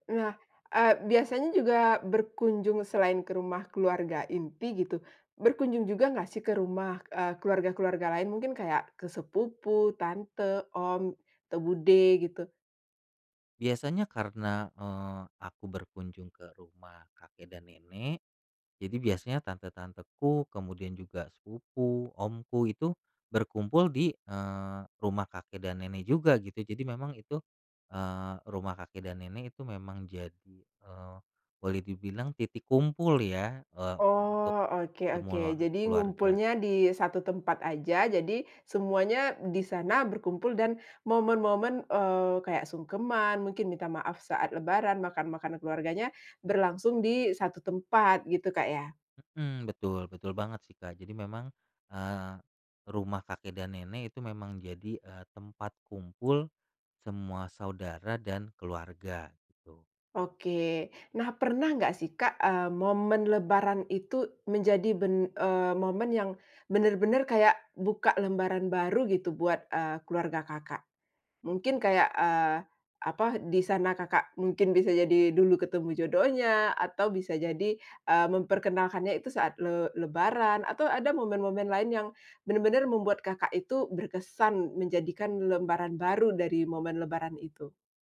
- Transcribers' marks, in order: none
- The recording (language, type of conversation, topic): Indonesian, podcast, Bagaimana tradisi minta maaf saat Lebaran membantu rekonsiliasi keluarga?